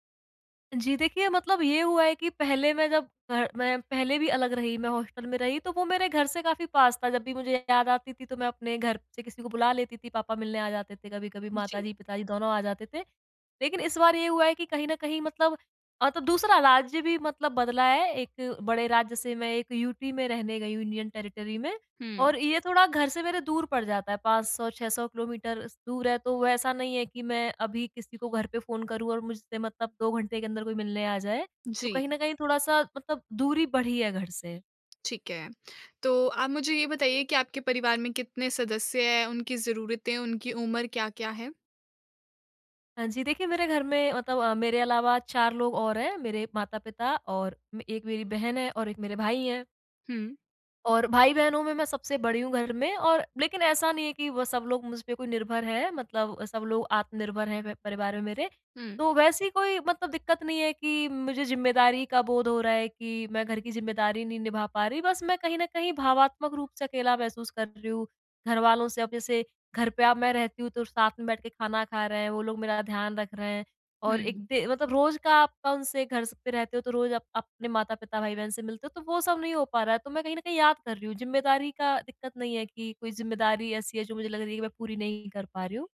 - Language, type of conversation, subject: Hindi, advice, नए शहर में परिवार, रिश्तेदारों और सामाजिक सहारे को कैसे बनाए रखें और मजबूत करें?
- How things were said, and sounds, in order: none